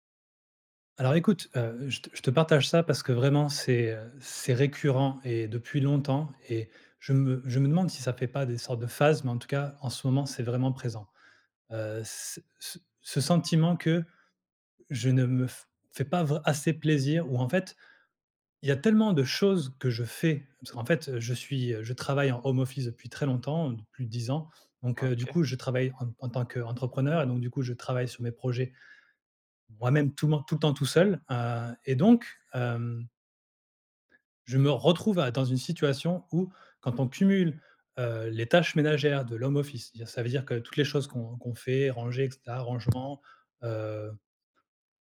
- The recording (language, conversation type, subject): French, advice, Comment votre mode de vie chargé vous empêche-t-il de faire des pauses et de prendre soin de vous ?
- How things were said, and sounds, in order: in English: "home office"; in English: "home office"; tapping